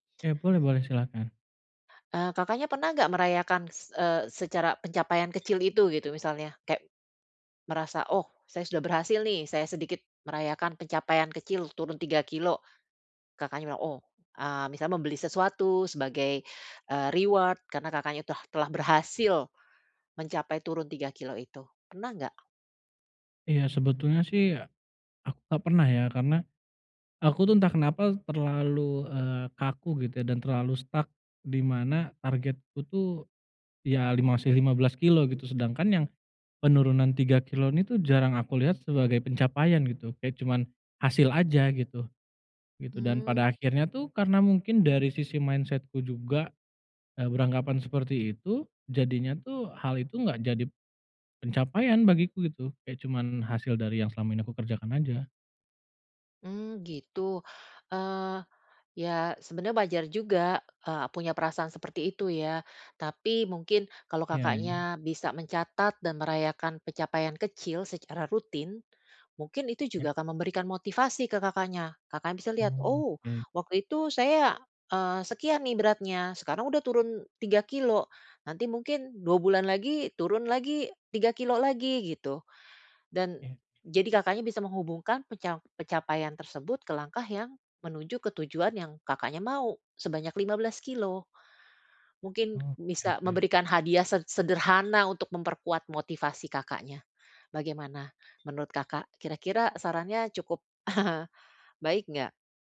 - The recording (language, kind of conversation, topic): Indonesian, advice, Bagaimana saya dapat menggunakan pencapaian untuk tetap termotivasi?
- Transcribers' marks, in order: other background noise; in English: "reward"; tapping; in English: "stuck"; in English: "mindset-ku"; chuckle